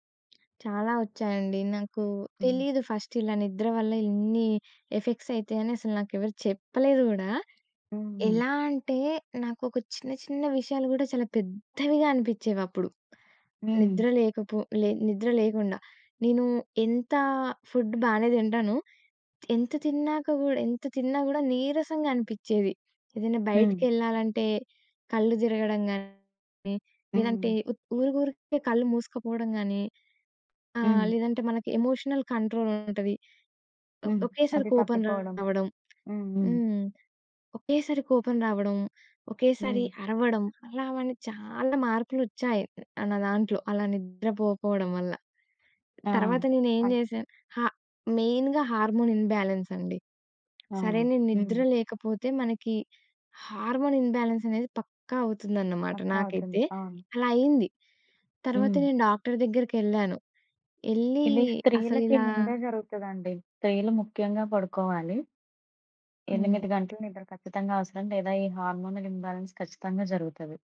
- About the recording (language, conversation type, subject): Telugu, podcast, పెద్దకాలం నిద్రపోకపోతే శరీరం ఎలా స్పందిస్తుంది?
- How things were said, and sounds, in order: tapping; in English: "ఫస్ట్"; in English: "ఎఫెక్ట్స్"; in English: "ఫుడ్"; in English: "ఎమోషనల్ కంట్రోల్"; other background noise; in English: "మెయిన్‌గా హార్మోన్ ఇంబ్యాలెన్స్"; in English: "హార్మోన్ ఇంబాలెన్స్"; in English: "హార్మోనల్ ఇంబాలెన్స్"